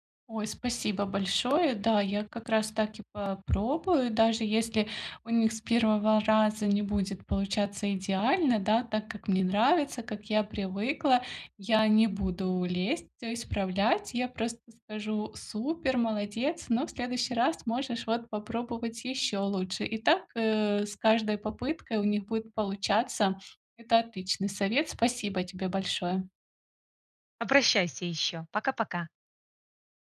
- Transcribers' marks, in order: other background noise; tapping
- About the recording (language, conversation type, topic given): Russian, advice, Как перестать тратить время на рутинные задачи и научиться их делегировать?